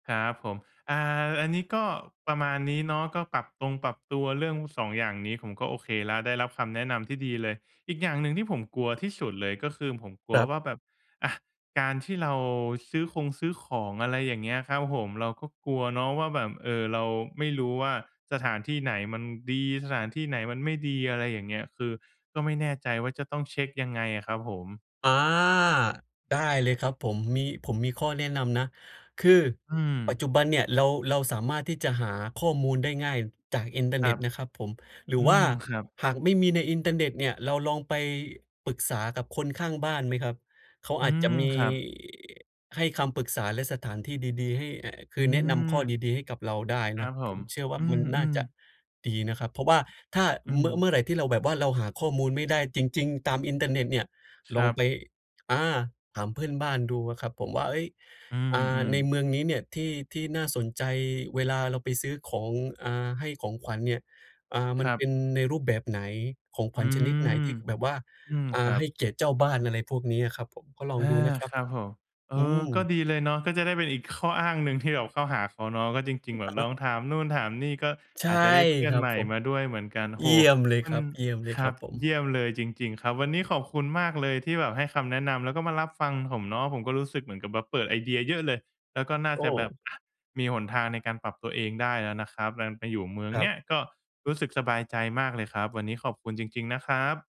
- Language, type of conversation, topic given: Thai, advice, จะปรับตัวอย่างไรเมื่อย้ายไปอยู่เมืองใหม่ที่ยังไม่คุ้นเคย?
- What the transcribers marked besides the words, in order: other noise; "แบบ" said as "แบม"